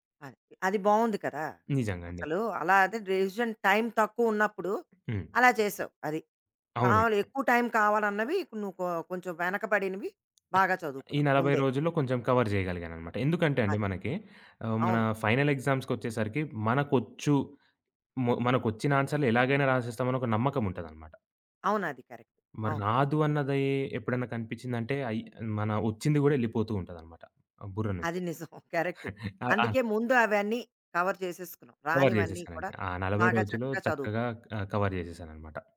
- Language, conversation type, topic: Telugu, podcast, థెరపీ గురించి మీ అభిప్రాయం ఏమిటి?
- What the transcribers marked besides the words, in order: in English: "డెసిషన్"; other background noise; in English: "కవర్"; in English: "ఫైనల్ ఎగ్జామ్స్‌కొచ్చేసరికి"; in English: "ఆన్సర్‌లెలాగైనా"; tapping; in English: "కరెక్ట్"; chuckle; giggle; in English: "కవర్"; in English: "కవర్"; in English: "కవర్"